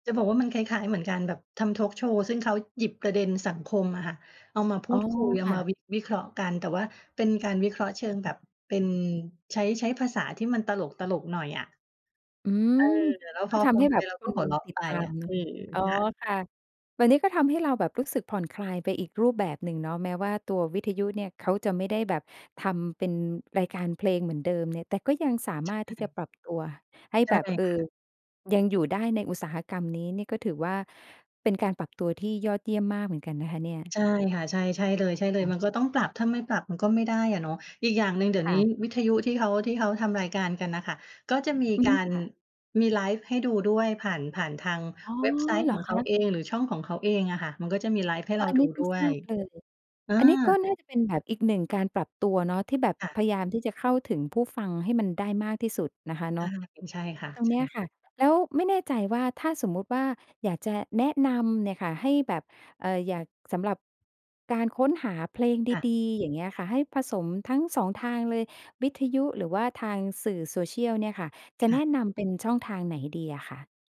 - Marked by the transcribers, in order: tapping
- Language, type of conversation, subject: Thai, podcast, วิทยุกับโซเชียลมีเดีย อะไรช่วยให้คุณค้นพบเพลงใหม่ได้มากกว่ากัน?